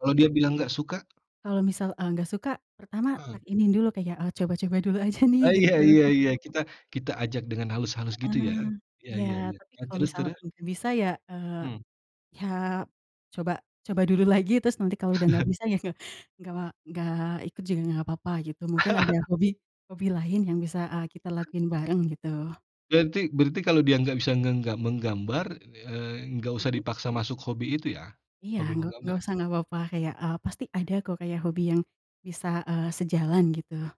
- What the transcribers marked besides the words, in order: tongue click; chuckle; chuckle; laugh; other background noise
- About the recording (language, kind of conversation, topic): Indonesian, unstructured, Apa hobi yang paling sering kamu lakukan bersama teman?